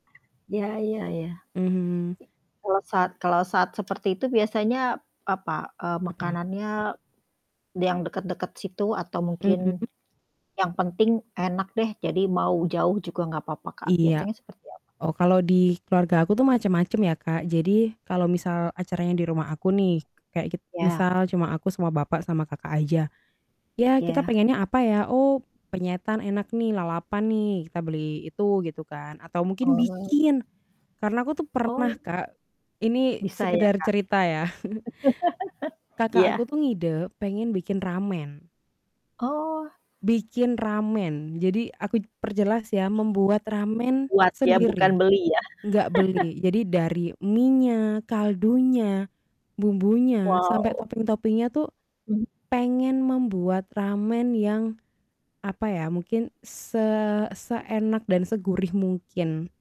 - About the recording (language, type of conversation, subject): Indonesian, unstructured, Tradisi keluarga apa yang selalu membuatmu merasa bahagia?
- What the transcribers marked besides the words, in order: static; other background noise; distorted speech; laugh; chuckle; laugh; in English: "topping-toppingnya"